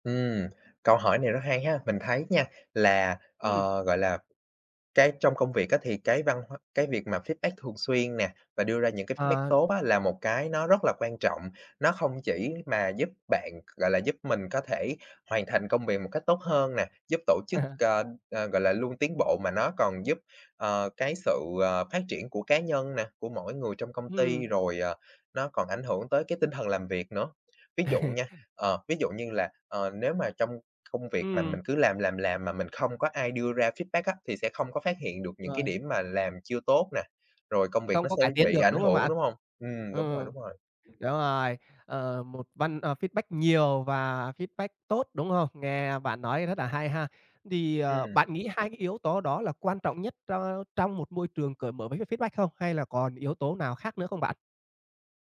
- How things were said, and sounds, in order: in English: "feedback"; in English: "feedback"; laugh; laugh; tapping; in English: "feedback"; other background noise; in English: "feedback"; in English: "feedback"; in English: "feedback"
- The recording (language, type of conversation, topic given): Vietnamese, podcast, Bạn nghĩ thế nào về văn hóa phản hồi trong công việc?